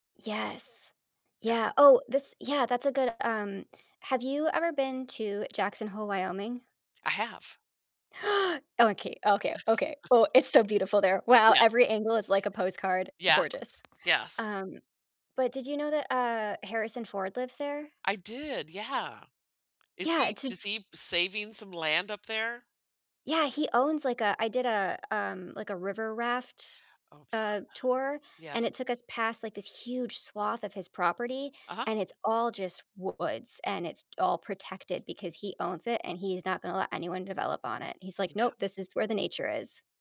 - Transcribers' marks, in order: tapping; gasp; chuckle
- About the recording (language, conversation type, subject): English, unstructured, What emotions do you feel when you see a forest being cut down?